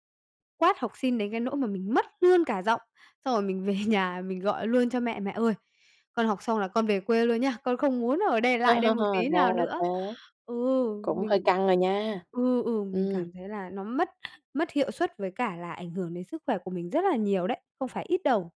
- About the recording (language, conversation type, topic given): Vietnamese, advice, Bạn đang gặp mâu thuẫn như thế nào giữa vai trò công việc và con người thật của mình?
- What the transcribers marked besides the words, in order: laughing while speaking: "À"; tapping